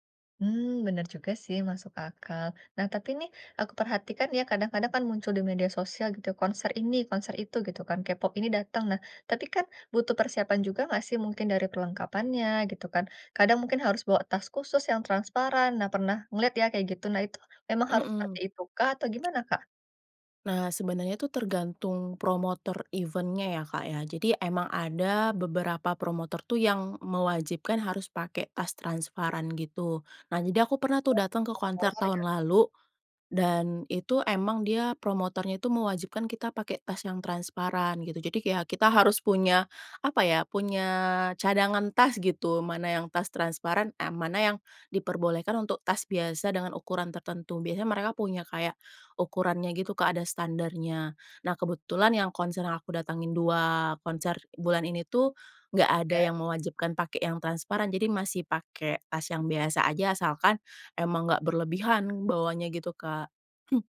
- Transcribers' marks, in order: other background noise; in English: "event-nya"; unintelligible speech
- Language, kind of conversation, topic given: Indonesian, podcast, Apa pengalaman menonton konser paling berkesan yang pernah kamu alami?